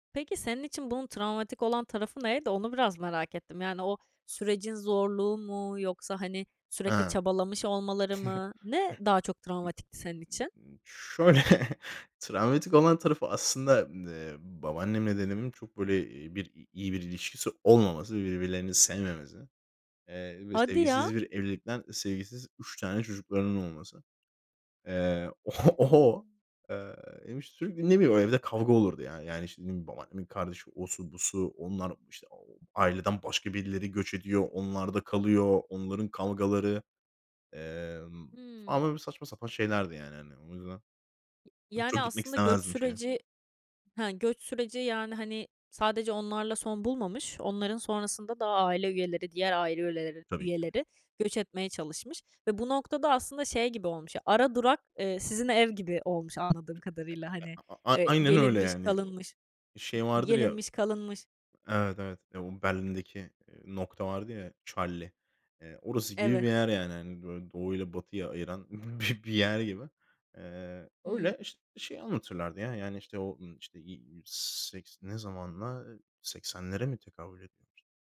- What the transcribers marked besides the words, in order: chuckle; unintelligible speech; chuckle; laughing while speaking: "o o"; unintelligible speech; other background noise; tapping; unintelligible speech; laughing while speaking: "bi"; unintelligible speech
- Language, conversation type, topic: Turkish, podcast, Göç hikâyeleri ailenizde nasıl anlatılırdı, hatırlıyor musunuz?
- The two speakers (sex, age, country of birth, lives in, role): female, 20-24, Turkey, France, host; male, 25-29, Turkey, Spain, guest